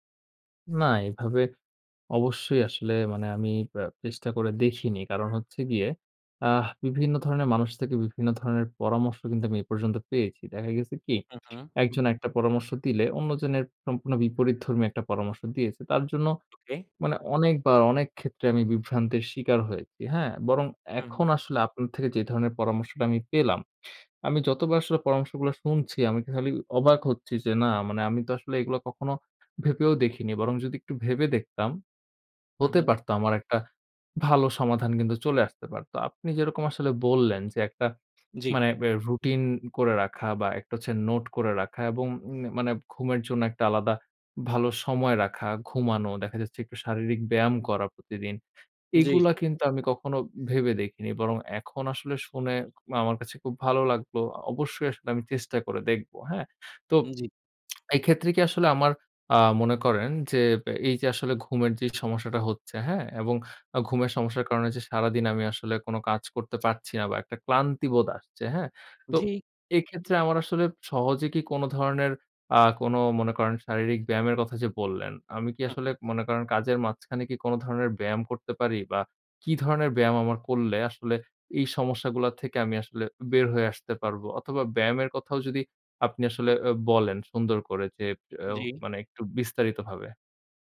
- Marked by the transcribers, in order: other background noise; tapping; bird; lip smack
- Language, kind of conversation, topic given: Bengali, advice, সময় ব্যবস্থাপনায় আমি কেন বারবার তাল হারিয়ে ফেলি?